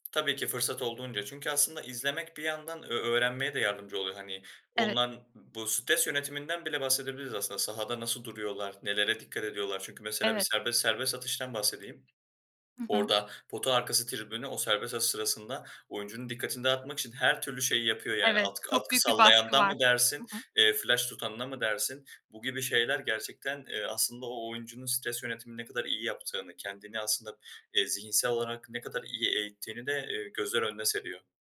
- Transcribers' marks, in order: tapping
- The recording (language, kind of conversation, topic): Turkish, podcast, Hobiniz sizi kişisel olarak nasıl değiştirdi?